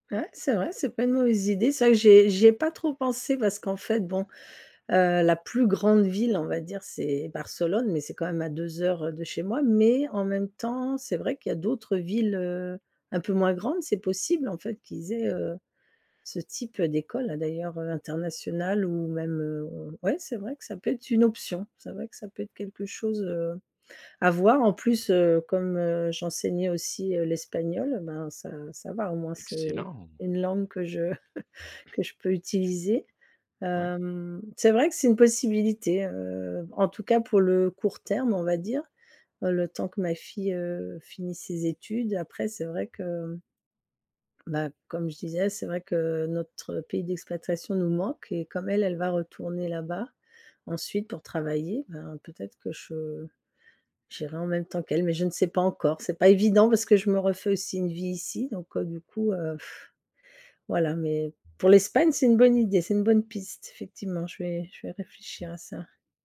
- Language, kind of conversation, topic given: French, advice, Faut-il changer de pays pour une vie meilleure ou rester pour préserver ses liens personnels ?
- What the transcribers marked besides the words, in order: other background noise; tapping; laugh; blowing